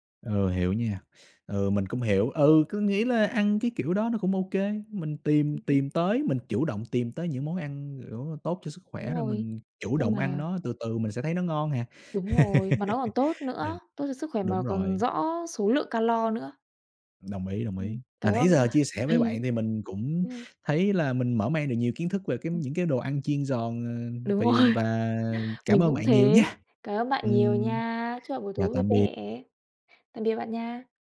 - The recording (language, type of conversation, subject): Vietnamese, unstructured, Bạn nghĩ sao về việc ăn quá nhiều đồ chiên giòn có thể gây hại cho sức khỏe?
- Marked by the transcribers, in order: tapping; laugh; chuckle; laughing while speaking: "rồi"